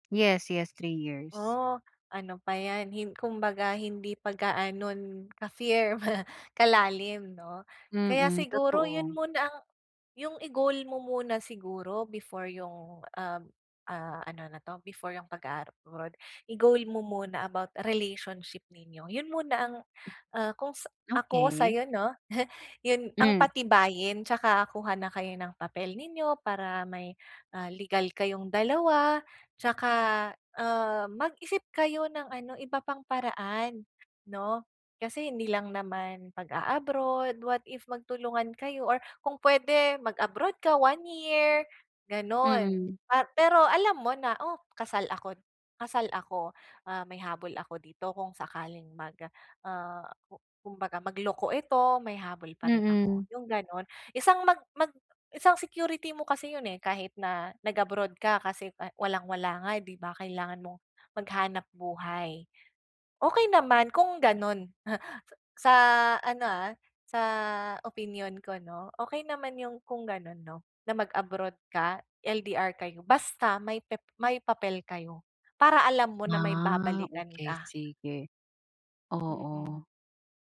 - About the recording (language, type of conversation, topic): Filipino, advice, Paano ko haharapin ang takot sa pagsubok ng bagong bagay?
- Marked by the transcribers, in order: tapping; laugh; chuckle